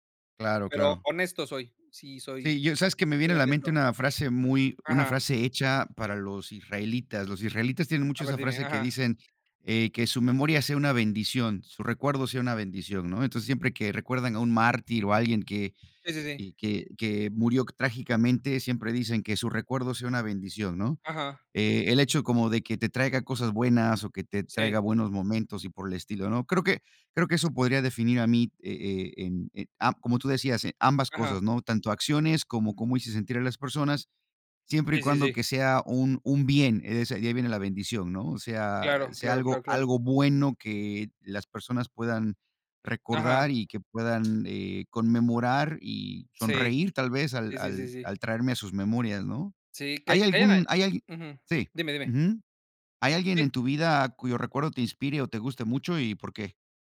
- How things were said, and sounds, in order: none
- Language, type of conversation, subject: Spanish, unstructured, ¿Cómo te gustaría que te recordaran después de morir?